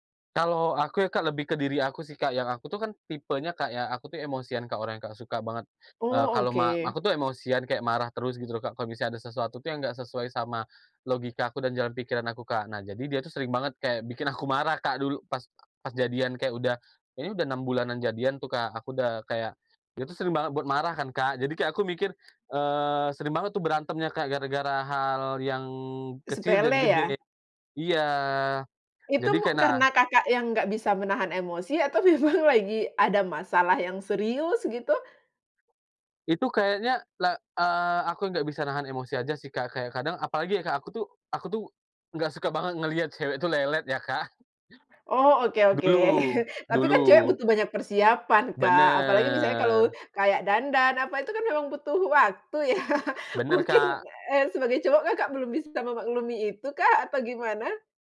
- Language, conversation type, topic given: Indonesian, podcast, Siapa orang yang paling mengubah cara pandangmu, dan bagaimana prosesnya?
- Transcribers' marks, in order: laughing while speaking: "memang"; chuckle; laughing while speaking: "ya? Mungkin"